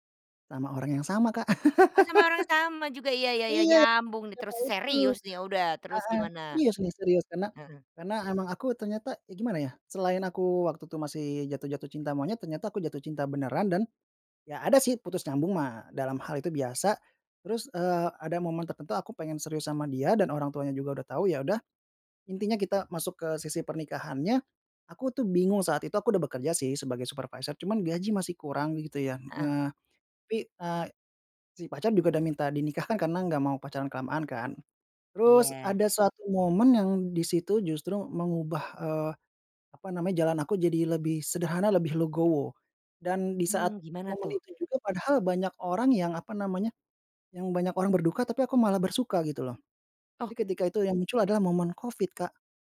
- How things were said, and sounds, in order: laugh
- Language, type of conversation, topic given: Indonesian, podcast, Ceritakan momen yang benar-benar mengubah hidupmu?